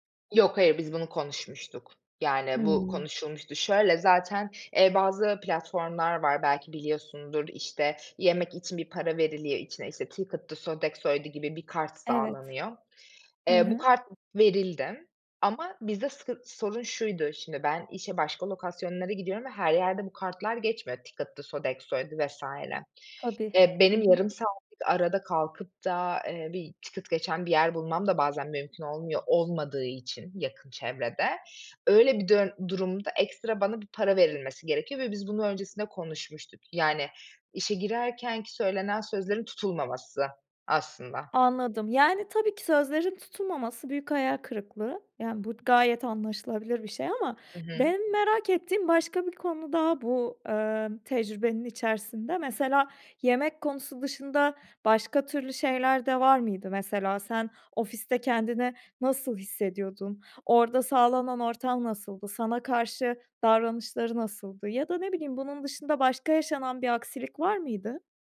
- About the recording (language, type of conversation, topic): Turkish, podcast, Para mı, iş tatmini mi senin için daha önemli?
- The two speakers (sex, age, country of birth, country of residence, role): female, 25-29, Turkey, Germany, guest; female, 30-34, Turkey, Portugal, host
- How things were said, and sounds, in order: other background noise